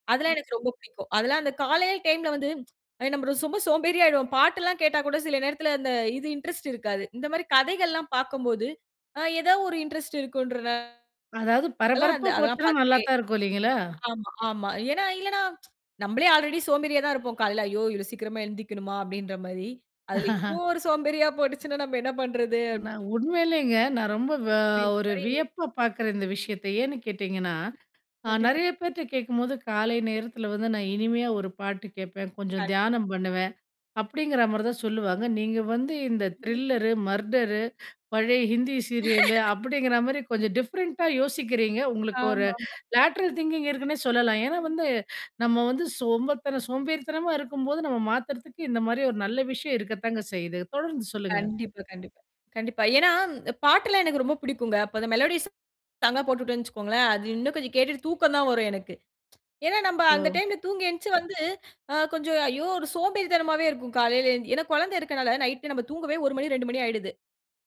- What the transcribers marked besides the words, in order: distorted speech; tsk; in English: "இண்டரெஸ்ட்"; static; in English: "இண்டரெஸ்ட்"; mechanical hum; unintelligible speech; tsk; in English: "அல்ரெடி"; laugh; other background noise; in English: "த்ரில்லர் மர்டர்"; laugh; in English: "டிஃபரெண்ட்"; in English: "லேட்டரல் திங்கிங்"; tsk; tapping
- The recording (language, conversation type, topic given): Tamil, podcast, உங்கள் வீட்டில் காலை நேர பழக்கவழக்கங்கள் எப்படி இருக்கின்றன?